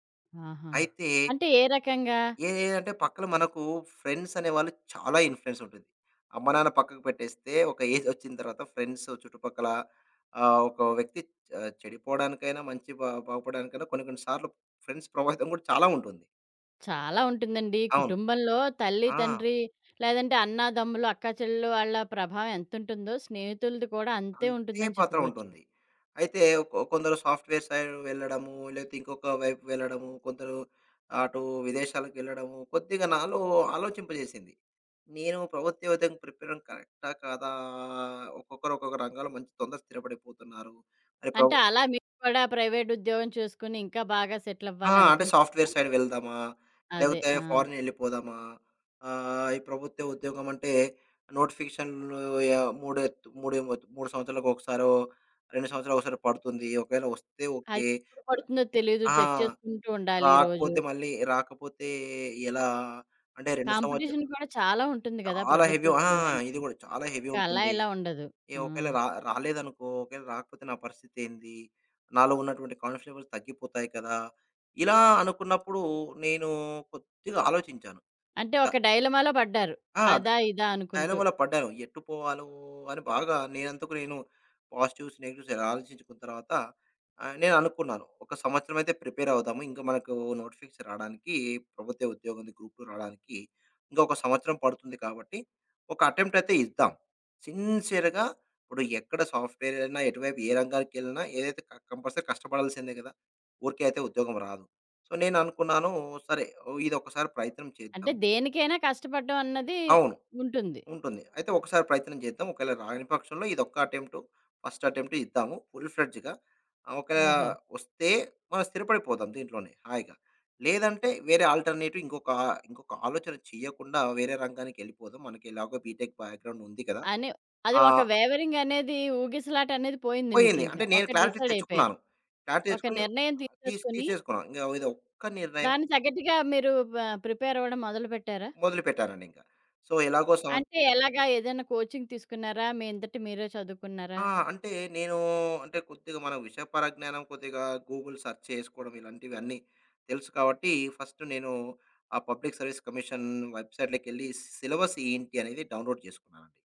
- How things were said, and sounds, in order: in English: "ఫ్రెండ్స్"; in English: "ఇన్‌ఫ్లుయెన్స్"; in English: "ఫ్రెండ్స్"; in English: "సాఫ్ట్‌వేర్ సైడ్"; tapping; in English: "సాఫ్ట్‌వేర్ సైడ్"; in English: "చెక్"; in English: "కాంపిటీషన్"; in English: "హెవీ"; in English: "హెవీ"; in English: "కాన్ఫిడెన్స్ లెవల్స్"; other background noise; in English: "డైలమాలో"; in English: "డైలమాలో"; in English: "పాజిటివ్స్ నెగెటివ్స్"; in English: "నోటిఫికేషన్స్"; in English: "గ్రూప్ 2"; in English: "అటెంప్ట్"; in English: "సిన్స్‌యర్‌గా"; in English: "క కంపల్సరీ"; in English: "సో"; in English: "ఫస్ట్ అటెంప్ట్"; in English: "ఫుల్-ఫ్లెడ్జ్‌గా"; in English: "ఆల్టర్నేటివ్"; in English: "బీటెక్ బ్యాక్‌గ్రౌండ్"; in English: "వేవరింగ్"; in English: "క్లారిటీ"; in English: "క్లారిటీ"; in English: "సో"; in English: "కోచింగ్"; in English: "గూగుల్ సెర్చ్"; in English: "పబ్లిక్ సర్వీస్ కమిషన్ వెబ్‌సైట్‌లోకెళ్ళి సిలబస్"; in English: "డౌన్‌లోడ్"
- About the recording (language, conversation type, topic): Telugu, podcast, స్థిర ఉద్యోగం ఎంచుకోవాలా, లేదా కొత్త అవకాశాలను స్వేచ్ఛగా అన్వేషించాలా—మీకు ఏది ఇష్టం?
- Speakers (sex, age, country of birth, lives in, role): female, 45-49, India, India, host; male, 35-39, India, India, guest